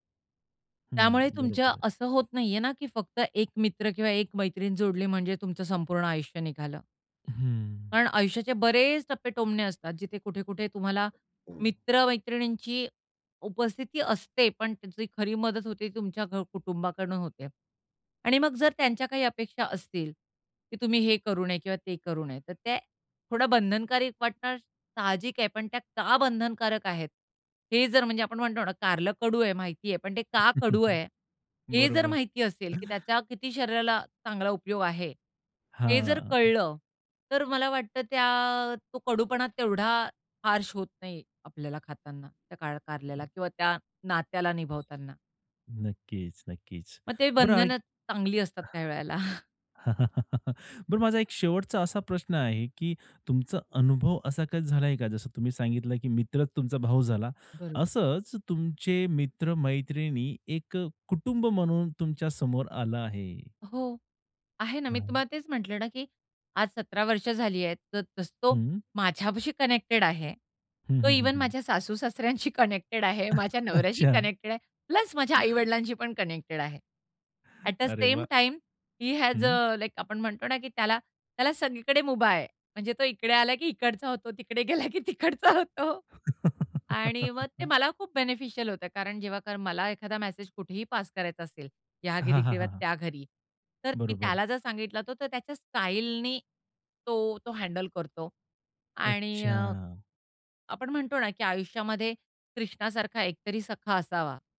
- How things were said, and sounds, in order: other background noise; chuckle; tapping; chuckle; in English: "कनेक्टेड"; laughing while speaking: "कनेक्टेड आहे, माझ्या नवऱ्याशी कनेक्टेड आहे"; in English: "कनेक्टेड"; chuckle; in English: "कनेक्टेड"; in English: "कनेक्टेड"; in English: "ॲट द सेम टाइम, ही हॅज अ लाईक"; laugh; laughing while speaking: "गेला की तिकडचा होतो"; in English: "बेनिफिशियल"
- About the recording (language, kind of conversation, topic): Marathi, podcast, कुटुंब आणि मित्र यांमधला आधार कसा वेगळा आहे?